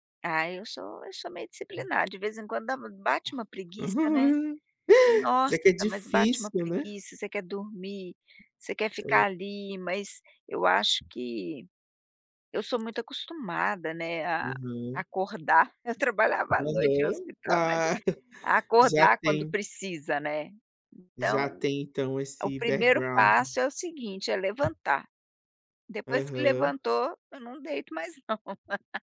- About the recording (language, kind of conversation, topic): Portuguese, podcast, Que rotina matinal te ajuda a começar o dia sem estresse?
- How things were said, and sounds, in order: other background noise; tapping; giggle; chuckle; laughing while speaking: "eu trabalhava à noite no hospital"; chuckle; in English: "background"; laugh